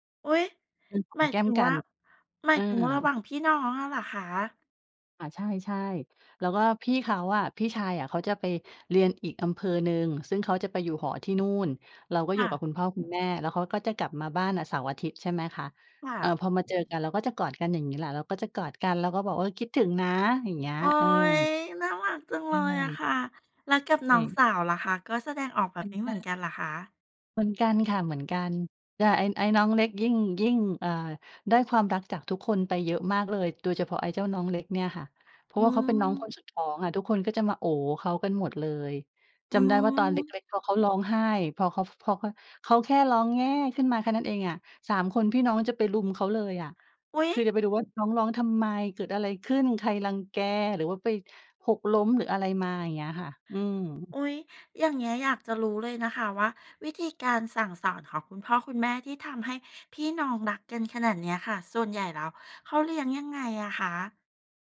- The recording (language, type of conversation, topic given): Thai, podcast, ครอบครัวของคุณแสดงความรักต่อคุณอย่างไรตอนคุณยังเป็นเด็ก?
- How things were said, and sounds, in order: surprised: "อุ๊ย ! หมายถึงว่า"; joyful: "โอ๊ย น่ารักจังเลยอะค่ะ"; surprised: "อุ๊ย !"